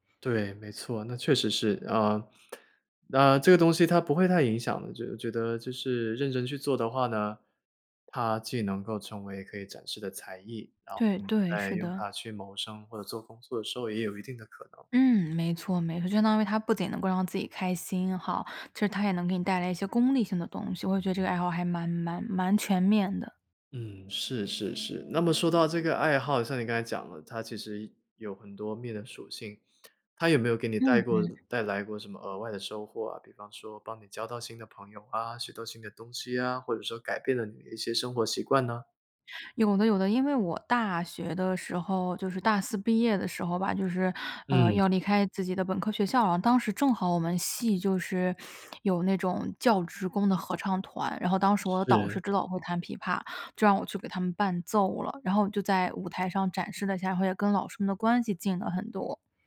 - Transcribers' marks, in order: other street noise
- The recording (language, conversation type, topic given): Chinese, podcast, 你平常有哪些能让你开心的小爱好？
- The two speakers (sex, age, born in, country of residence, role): female, 30-34, China, United States, guest; male, 30-34, China, United States, host